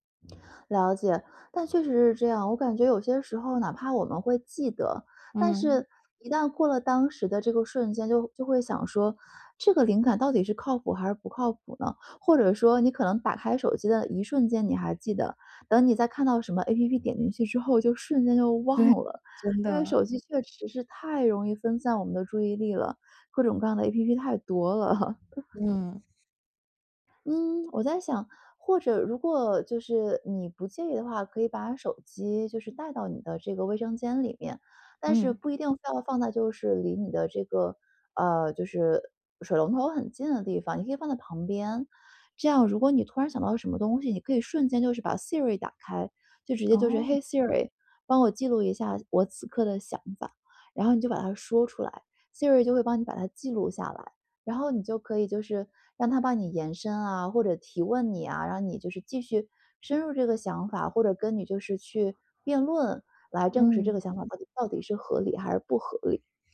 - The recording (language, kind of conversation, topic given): Chinese, advice, 你怎样才能养成定期收集灵感的习惯？
- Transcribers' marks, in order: laughing while speaking: "多了"; laugh